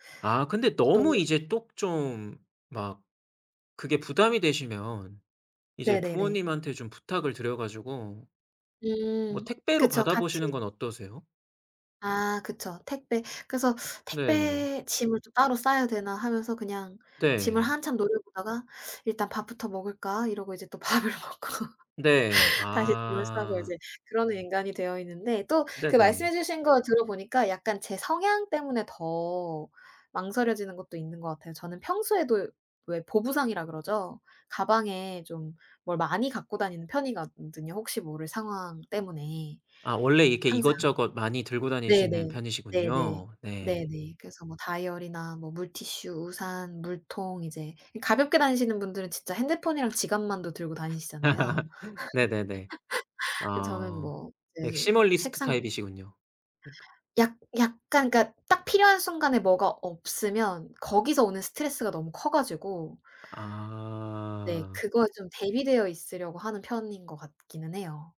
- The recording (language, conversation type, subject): Korean, advice, 이사 후 집을 정리하면서 무엇을 버릴지 어떻게 결정하면 좋을까요?
- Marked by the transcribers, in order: laughing while speaking: "밥을 먹고"; laugh; tapping; laugh; in English: "맥시멀리스트"; laugh; other background noise